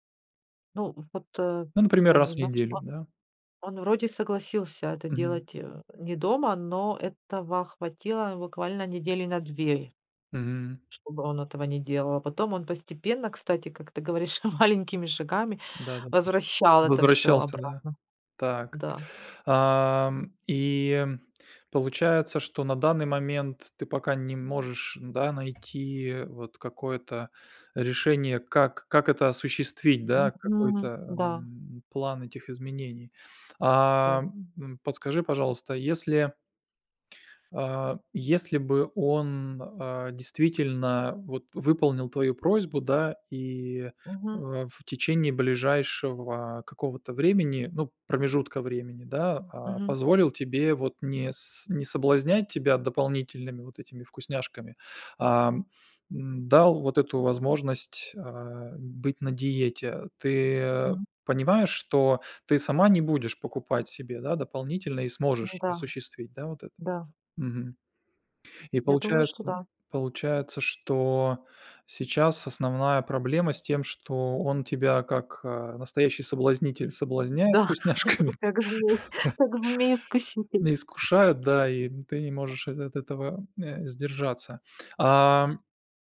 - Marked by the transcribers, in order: tapping; laughing while speaking: "маленькими"; other background noise; laughing while speaking: "Да, как змей, как змей искуситель"; laughing while speaking: "вкусняшками"; laugh
- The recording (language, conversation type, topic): Russian, advice, Как решить конфликт с партнёром из-за разных пищевых привычек?
- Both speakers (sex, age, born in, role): female, 40-44, Ukraine, user; male, 45-49, Russia, advisor